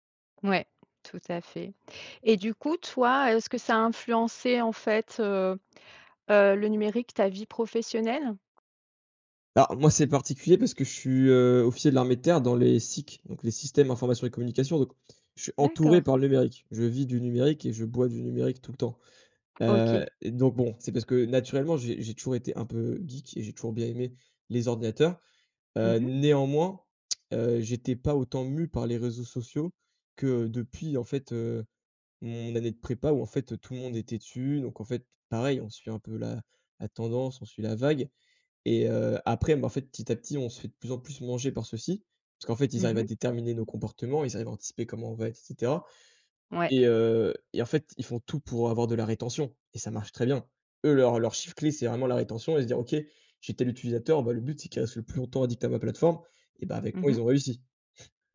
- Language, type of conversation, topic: French, podcast, Comment t’organises-tu pour faire une pause numérique ?
- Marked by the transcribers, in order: tapping; other background noise; chuckle